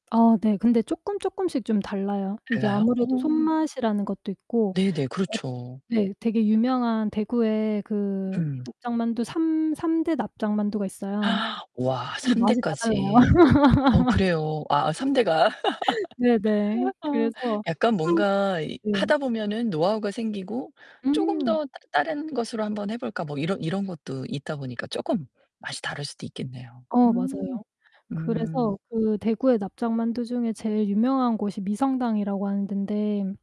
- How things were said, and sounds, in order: other background noise; gasp; distorted speech; laugh
- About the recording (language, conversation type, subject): Korean, podcast, 어린 시절에 기억나는 맛 중에서 가장 선명하게 떠오르는 건 무엇인가요?